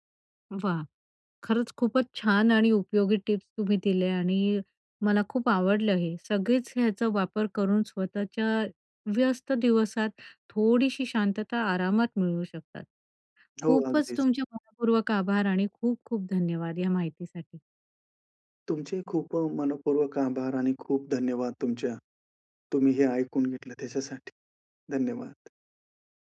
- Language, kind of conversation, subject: Marathi, podcast, एक व्यस्त दिवसभरात तुम्ही थोडी शांतता कशी मिळवता?
- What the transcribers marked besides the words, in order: other background noise